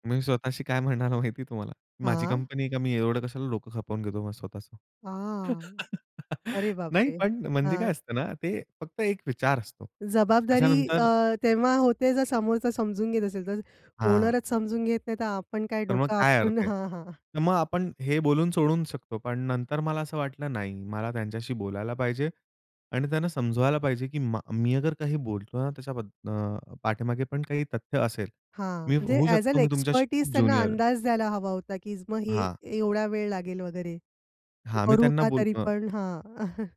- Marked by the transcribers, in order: laughing while speaking: "स्वतःशी काय म्हणालो माहिती तुम्हाला?"; chuckle; other background noise; in English: "अ‍ॅज अ‍ॅन एक्स्पर्टीज"; chuckle
- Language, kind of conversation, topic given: Marathi, podcast, तुम्ही स्वतःशी मित्रासारखे कसे बोलता?